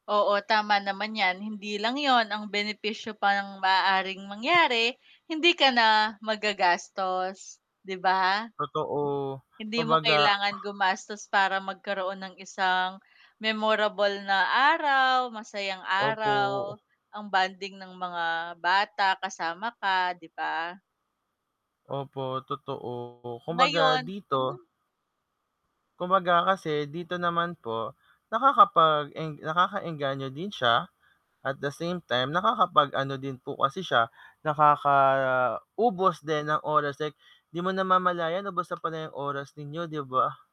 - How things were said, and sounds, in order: static; "kumbaga" said as "kabaga"; other background noise; distorted speech; tapping
- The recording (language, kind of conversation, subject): Filipino, unstructured, Paano mo ipapaliwanag sa mga bata ang kahalagahan ng isang araw na walang telebisyon?
- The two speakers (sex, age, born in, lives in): female, 30-34, Philippines, Philippines; male, 25-29, Philippines, Philippines